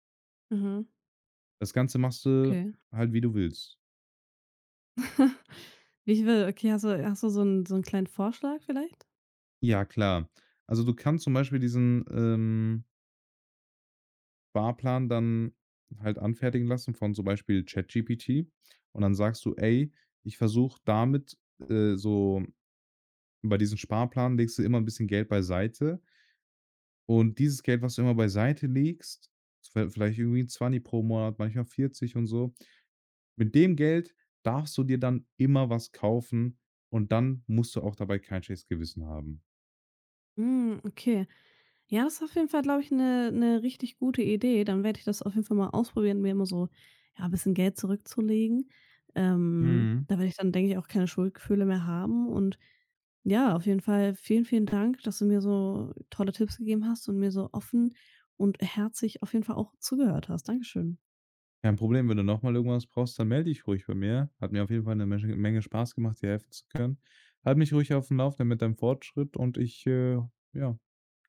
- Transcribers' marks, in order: other background noise; chuckle; tapping
- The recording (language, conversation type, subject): German, advice, Warum habe ich bei kleinen Ausgaben während eines Sparplans Schuldgefühle?